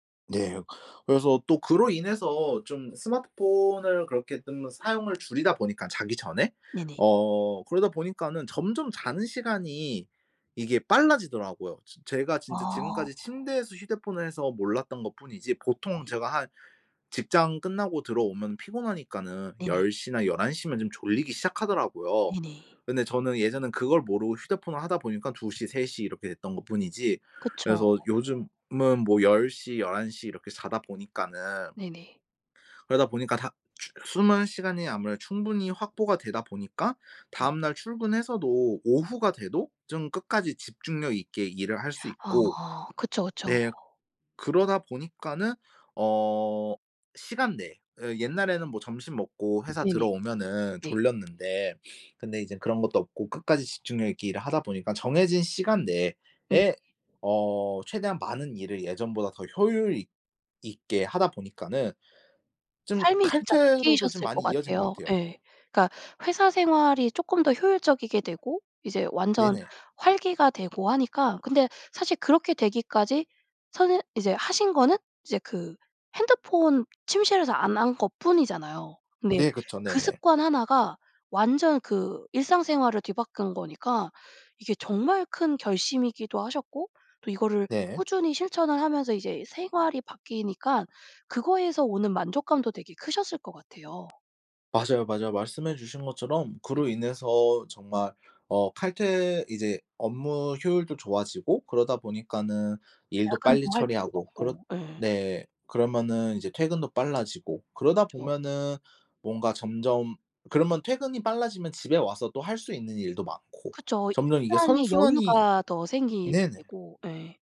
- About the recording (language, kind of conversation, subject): Korean, podcast, 한 가지 습관이 삶을 바꾼 적이 있나요?
- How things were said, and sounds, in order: other background noise; inhale; sniff; tapping